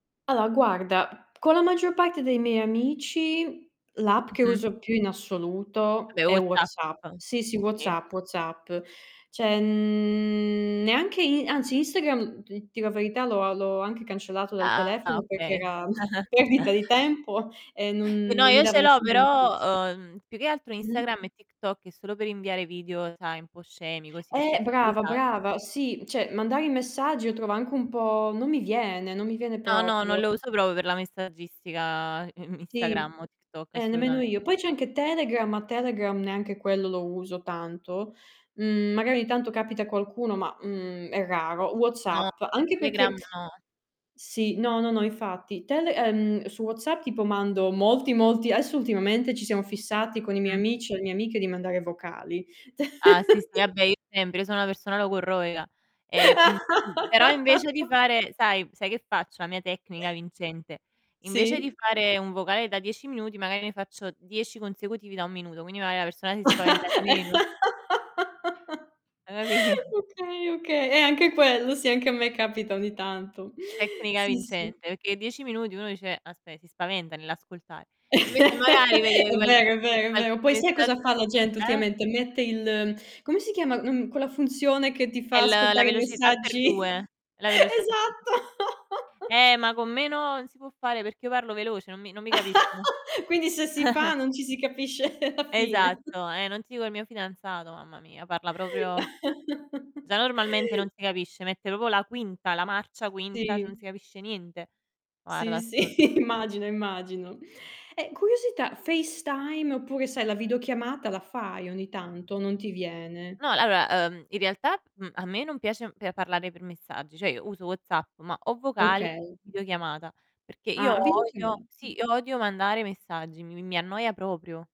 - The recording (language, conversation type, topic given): Italian, unstructured, In che modo la tecnologia ti aiuta a restare in contatto con i tuoi amici?
- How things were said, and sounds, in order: static; "Allora" said as "aloa"; tapping; distorted speech; "Cioè" said as "ceh"; drawn out: "mhmm"; chuckle; laughing while speaking: "perdita di tempo"; chuckle; "cioè" said as "ceh"; "proprio" said as "propo"; chuckle; "adesso" said as "aesso"; chuckle; laugh; laugh; laughing while speaking: "Okay, okay"; chuckle; "perché" said as "pecché"; chuckle; chuckle; laughing while speaking: "esatto"; chuckle; chuckle; laughing while speaking: "capisce"; chuckle; "proprio" said as "propio"; chuckle; "proprio" said as "propo"; laughing while speaking: "sì"; "allora" said as "aloa"; "Cioè" said as "ceh"